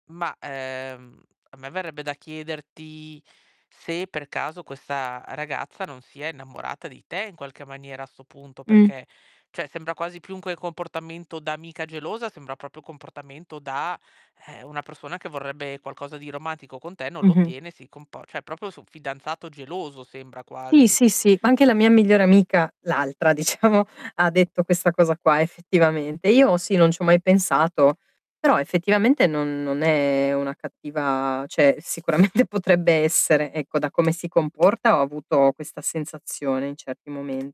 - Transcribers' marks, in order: distorted speech; "cioè" said as "ceh"; "proprio" said as "propro"; "cioè" said as "ceh"; "proprio" said as "propio"; laughing while speaking: "diciamo"; tapping; "cioè" said as "ceh"; laughing while speaking: "sicuramente"; other background noise
- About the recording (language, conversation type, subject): Italian, advice, Come posso gestire un’amicizia sbilanciata che mi prosciuga emotivamente?